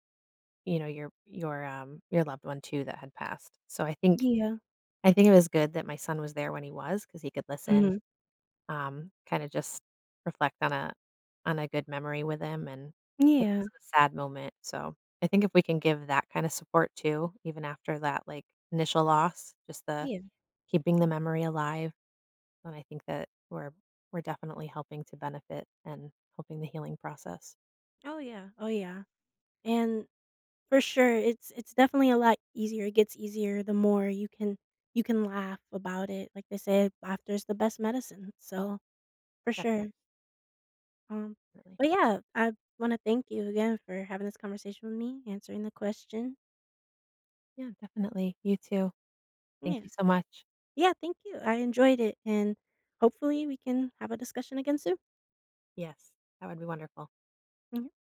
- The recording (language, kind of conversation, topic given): English, unstructured, How can someone support a friend who is grieving?
- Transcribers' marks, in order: tapping